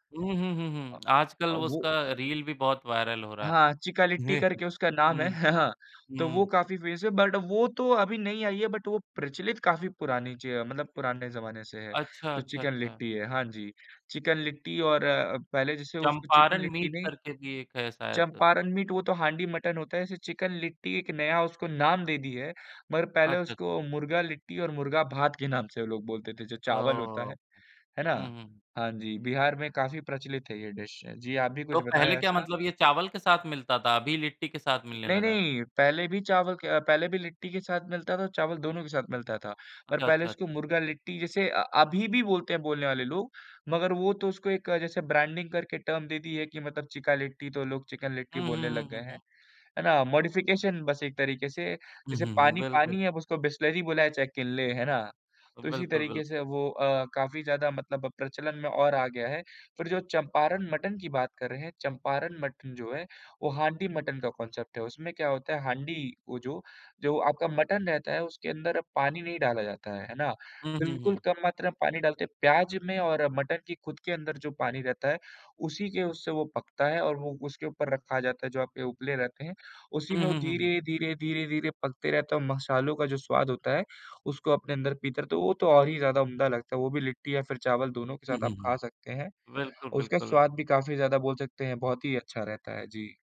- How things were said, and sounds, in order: tapping; chuckle; in English: "फेमस"; in English: "बट"; in English: "बट"; in English: "डिश"; other background noise; in English: "ब्रांडिंग"; in English: "टर्म"; in English: "मॉडिफिकेशन"; in English: "कांसेप्ट"
- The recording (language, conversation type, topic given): Hindi, unstructured, आपकी सबसे यादगार खाने की याद क्या है?